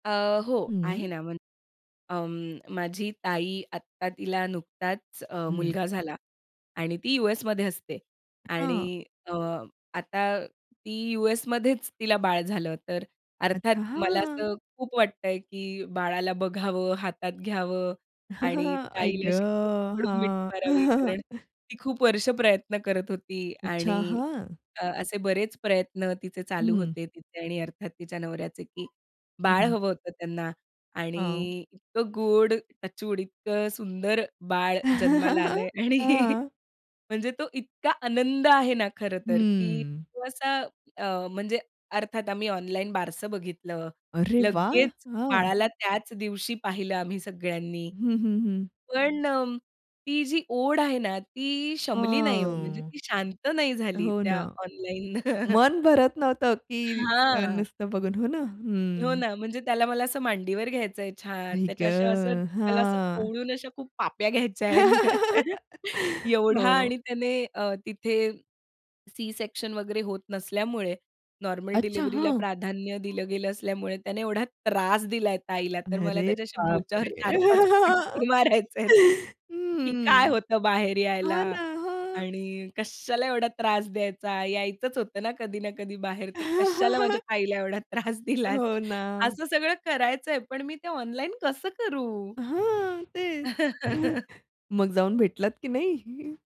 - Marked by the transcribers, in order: other background noise; chuckle; chuckle; tapping; chuckle; laughing while speaking: "आणि"; drawn out: "हां"; chuckle; chuckle; chuckle; chuckle; laughing while speaking: "फटके मारायचे आहेत"; chuckle; laughing while speaking: "एवढा त्रास दिलास"; chuckle; chuckle
- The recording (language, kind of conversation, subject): Marathi, podcast, ऑनलाइन आणि प्रत्यक्ष संवाद यात तुम्हाला काय अधिक पसंत आहे?